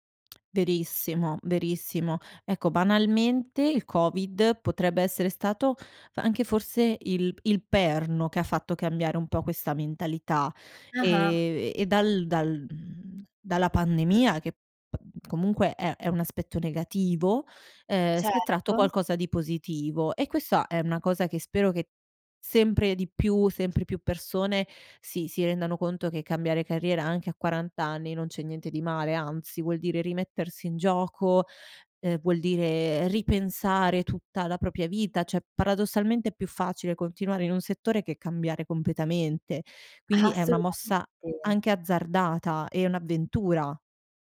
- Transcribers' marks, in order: "propria" said as "propia"; "cioè" said as "ceh"
- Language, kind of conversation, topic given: Italian, podcast, Qual è il primo passo per ripensare la propria carriera?